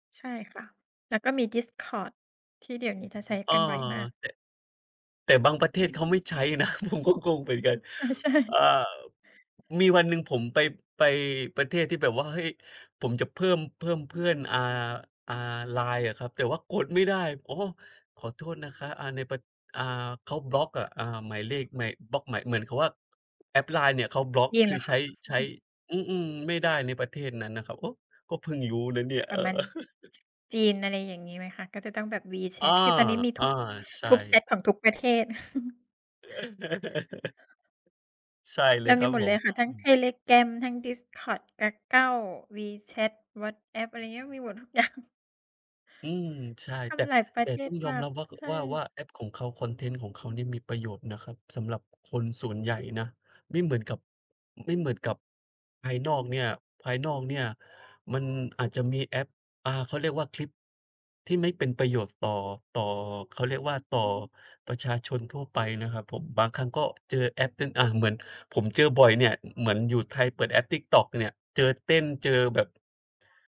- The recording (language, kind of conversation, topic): Thai, unstructured, คุณชอบใช้แอปพลิเคชันอะไรที่ทำให้ชีวิตสนุกขึ้น?
- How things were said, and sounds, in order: chuckle; laughing while speaking: "เออ ใช่"; tapping; other background noise; chuckle; laugh; laughing while speaking: "อย่าง"